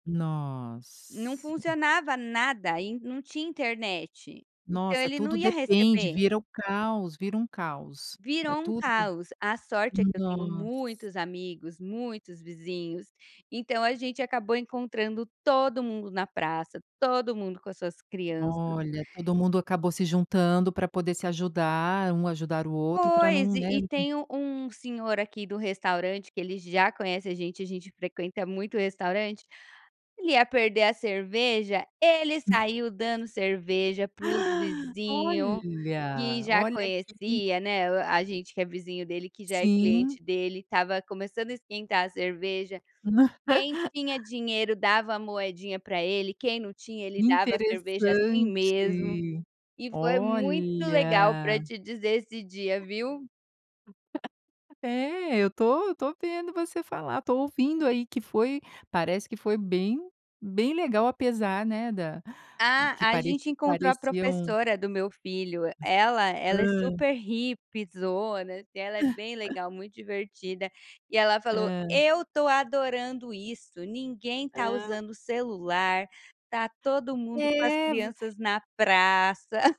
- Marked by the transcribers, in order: drawn out: "Nossa"; chuckle; gasp; tapping; laugh; drawn out: "olha"; other background noise; chuckle; laugh; chuckle
- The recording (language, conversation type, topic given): Portuguese, podcast, O que mudou na sua vida com pagamentos por celular?